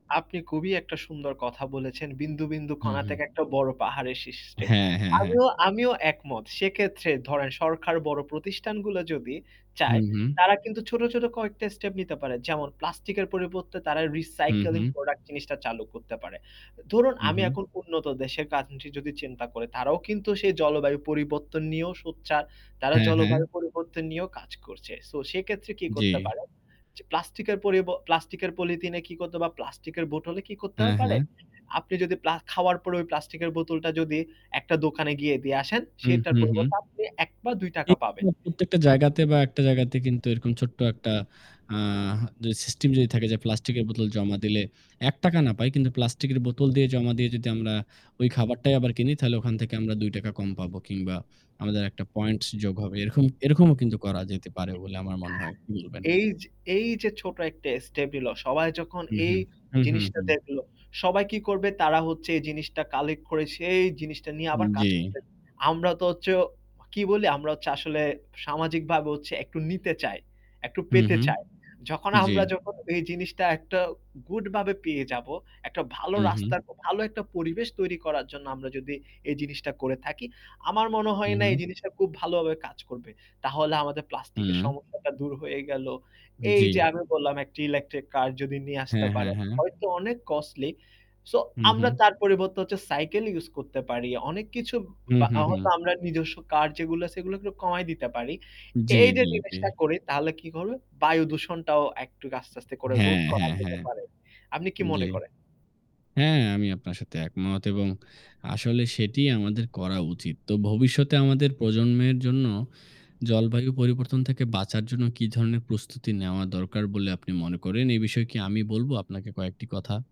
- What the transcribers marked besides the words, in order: static; distorted speech; tapping; unintelligible speech; other background noise
- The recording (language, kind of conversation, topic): Bengali, unstructured, বিশ্বব্যাপী জলবায়ু পরিবর্তনের খবর শুনলে আপনার মনে কী ভাবনা আসে?
- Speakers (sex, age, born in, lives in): male, 25-29, Bangladesh, Bangladesh; male, 25-29, Bangladesh, Finland